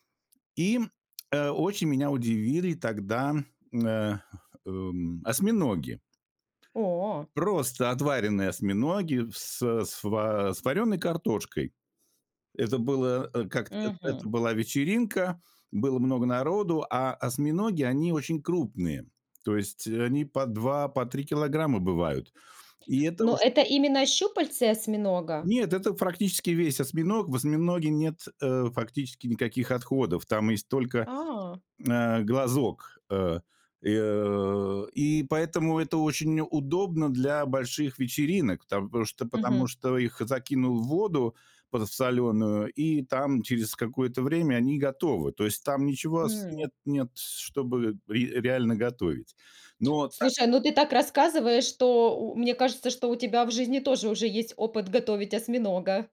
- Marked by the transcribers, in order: tapping
- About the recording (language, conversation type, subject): Russian, podcast, Какая еда за границей удивила тебя больше всего и почему?